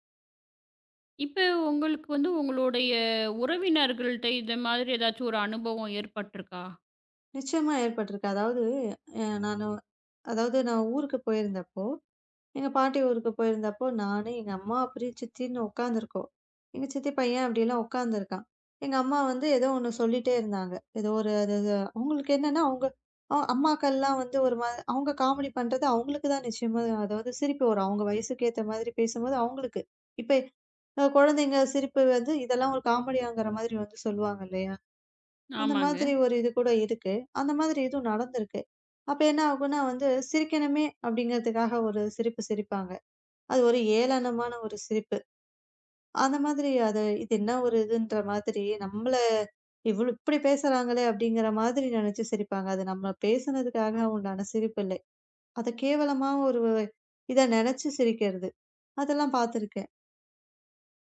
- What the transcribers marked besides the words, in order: none
- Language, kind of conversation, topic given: Tamil, podcast, சிரித்துக்கொண்டிருக்கும் போது அந்தச் சிரிப்பு உண்மையானதா இல்லையா என்பதை நீங்கள் எப்படி அறிகிறீர்கள்?